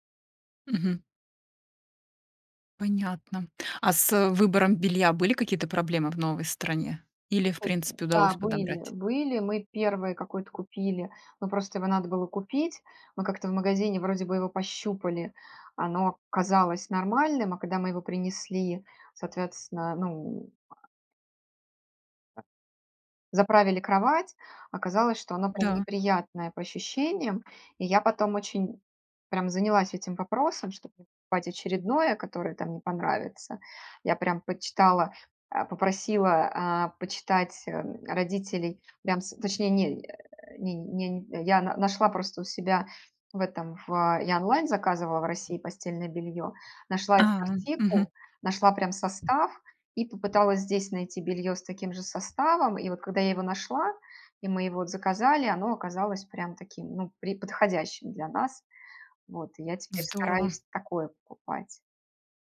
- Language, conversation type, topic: Russian, podcast, Как организовать спальное место, чтобы лучше высыпаться?
- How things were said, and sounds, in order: tapping; other background noise; "когда" said as "када"; other noise